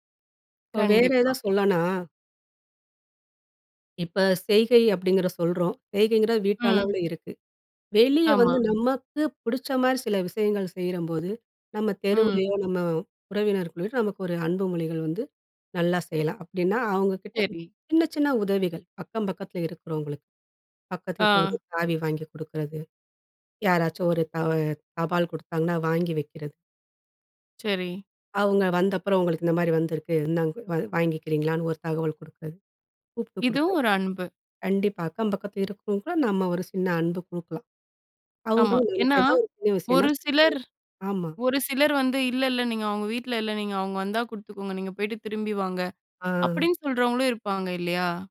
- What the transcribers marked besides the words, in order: other background noise
- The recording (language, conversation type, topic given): Tamil, podcast, அன்பை வெளிப்படுத்தும்போது சொற்களையா, செய்கைகளையா—எதையே நீங்கள் அதிகம் நம்புவீர்கள்?